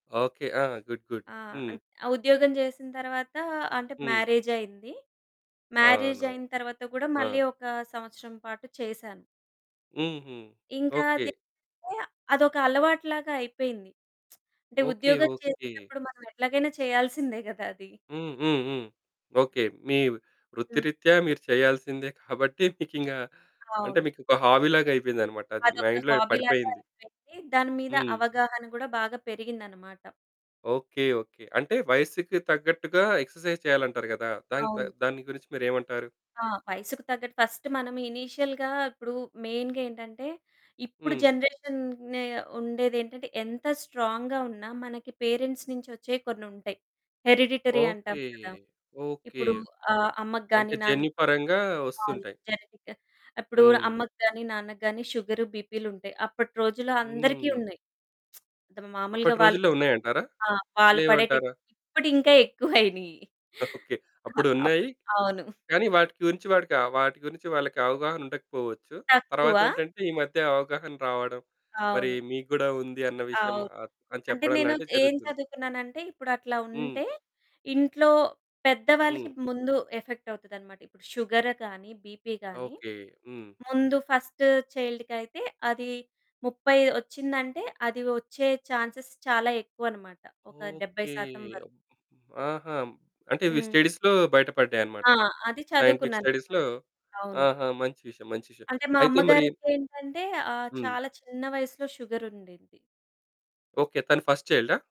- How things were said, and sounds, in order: in English: "గుడ్. గుడ్"; unintelligible speech; other background noise; distorted speech; laughing while speaking: "కాబట్టి, మీకింగా"; in English: "హాబీ"; in English: "మైండ్‌లో"; in English: "హాబీ"; in English: "ఎక్సర్సైజ్"; in English: "ఫర్స్ట్"; in English: "ఇనీషియల్‌గా"; in English: "మెయిన్‌గా"; in English: "జనరేషన్"; in English: "స్ట్రాంగ్‌గా"; in English: "పేరెంట్స్"; in English: "హెరిడిటరీ"; in English: "జెనెటిక్"; laughing while speaking: "ఓకె"; laughing while speaking: "ఎక్కువైనాయి"; in English: "ఎఫెక్ట్"; in English: "షుగర్"; in English: "బీపీ"; in English: "ఫర్స్ట్ చైల్డ్‌కి"; in English: "చాన్సెస్"; in English: "స్టడీస్‌లో"; in English: "సైంటిఫిక్ స్టడీస్‌లో"; in English: "షుగర్"; in English: "ఫర్స్ట్"
- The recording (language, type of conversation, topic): Telugu, podcast, బిజీ రోజువారీ షెడ్యూల్‌లో హాబీకి సమయం దొరికేలా మీరు ఏ విధంగా ప్లాన్ చేస్తారు?